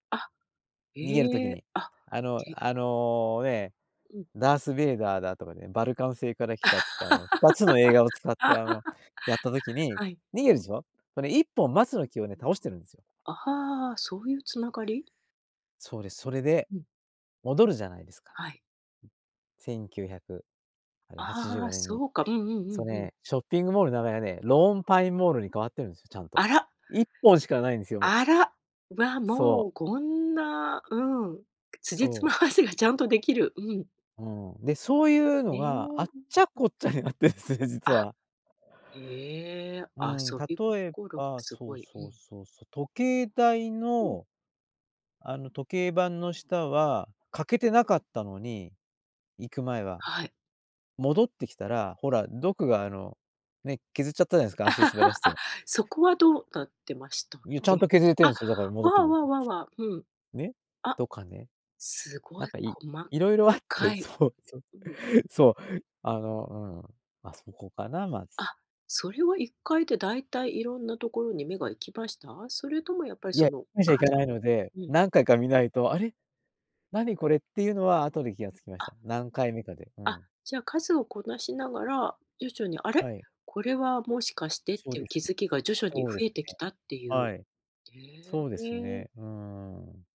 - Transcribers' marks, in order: other noise; laugh; laughing while speaking: "あっちゃこっちゃになってですね、実は"; laugh; other background noise; laughing while speaking: "あって、そう、そう"
- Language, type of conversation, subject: Japanese, podcast, 映画で一番好きな主人公は誰で、好きな理由は何ですか？